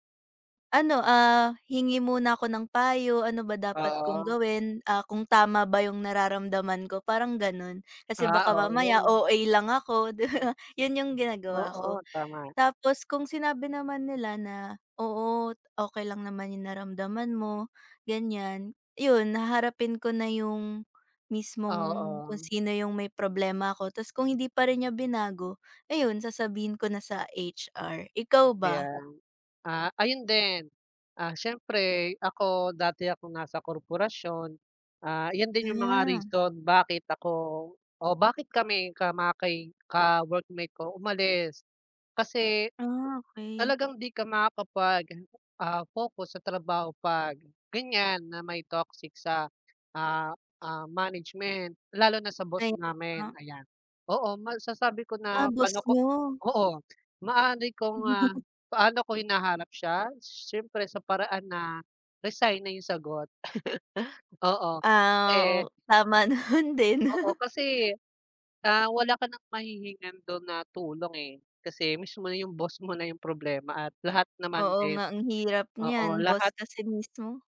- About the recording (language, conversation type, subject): Filipino, unstructured, Paano mo hinaharap ang nakalalasong kapaligiran sa opisina?
- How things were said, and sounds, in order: laughing while speaking: "'di ba?"; other background noise; tapping; unintelligible speech; chuckle; laughing while speaking: "naman din"; chuckle